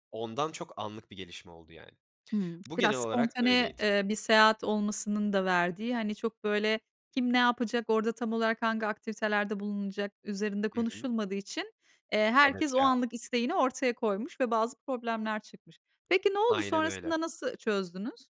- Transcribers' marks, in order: tapping
- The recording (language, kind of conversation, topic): Turkish, podcast, Seyahatte yaptığın en büyük hata neydi ve bundan hangi dersi çıkardın?